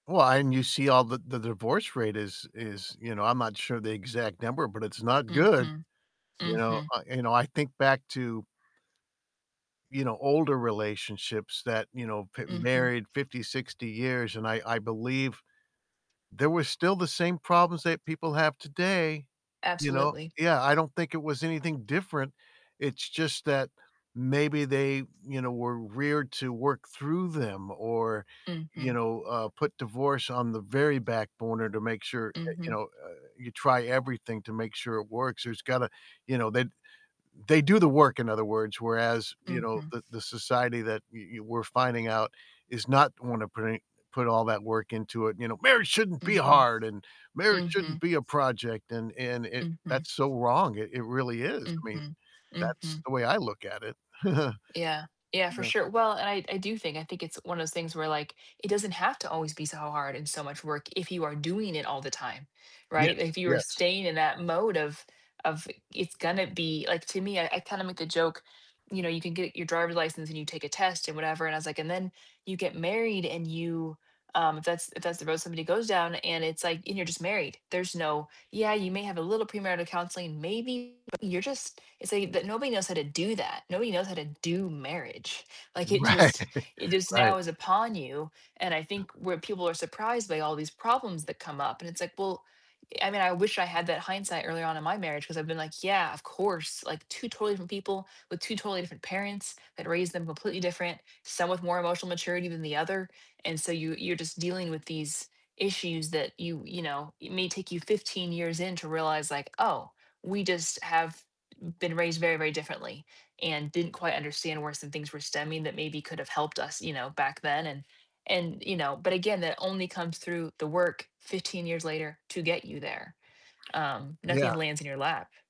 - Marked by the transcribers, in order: static; distorted speech; other background noise; tapping; "burner" said as "borner"; chuckle; laughing while speaking: "Right"
- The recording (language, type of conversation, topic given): English, unstructured, What’s your idea of a healthy relationship?
- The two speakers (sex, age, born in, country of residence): female, 40-44, United States, United States; male, 65-69, United States, United States